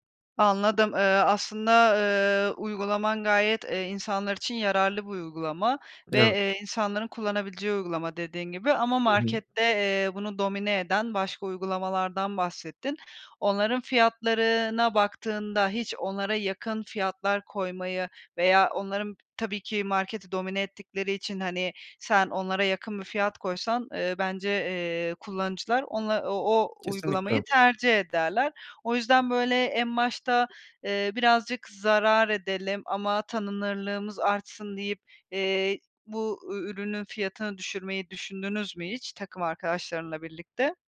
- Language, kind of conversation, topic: Turkish, advice, Ürün ya da hizmetim için doğru fiyatı nasıl belirleyebilirim?
- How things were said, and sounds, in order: other background noise; tapping; unintelligible speech